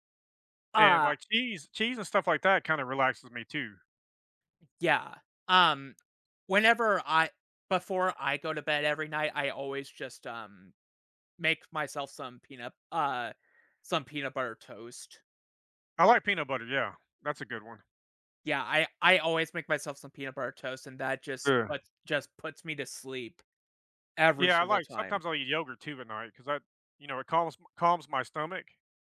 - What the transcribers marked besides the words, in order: other background noise
- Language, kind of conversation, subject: English, unstructured, What helps you recharge when life gets overwhelming?